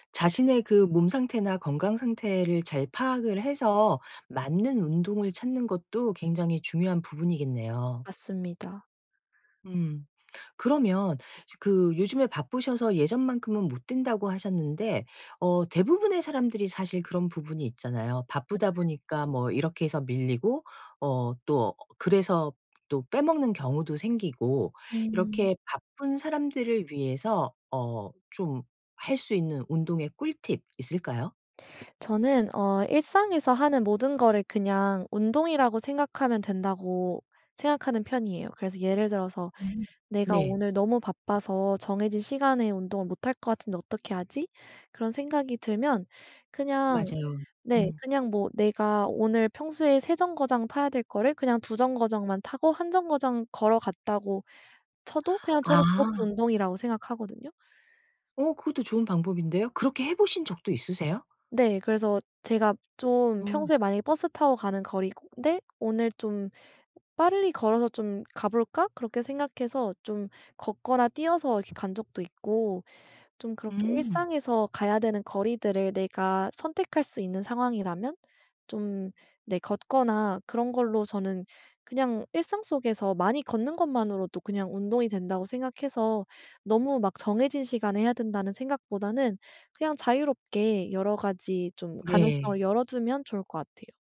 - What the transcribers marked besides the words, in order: none
- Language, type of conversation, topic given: Korean, podcast, 일상에서 운동을 자연스럽게 습관으로 만드는 팁이 있을까요?